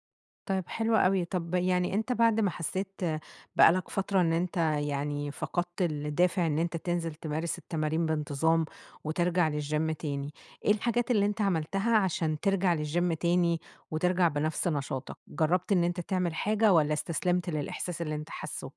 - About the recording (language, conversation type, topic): Arabic, advice, إزاي أقدر أرجّع دافعي عشان أتمرّن بانتظام؟
- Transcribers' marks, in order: in English: "للجيم"; in English: "للجيم"